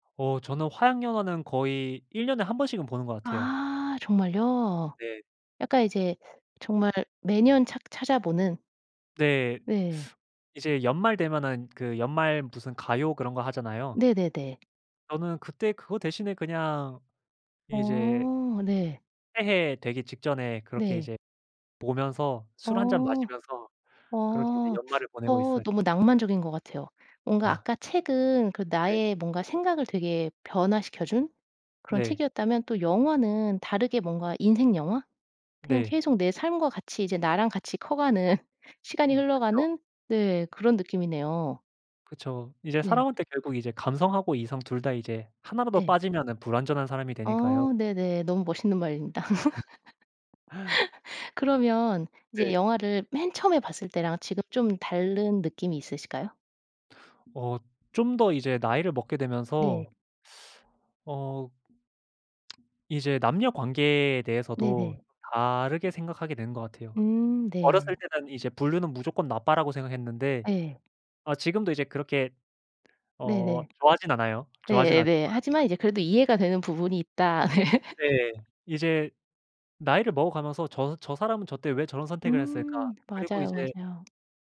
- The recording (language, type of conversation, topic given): Korean, podcast, 당신을 바꾸어 놓은 책이나 영화가 있나요?
- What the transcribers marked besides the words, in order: teeth sucking; teeth sucking; laugh; laugh; laugh; teeth sucking; other background noise; laugh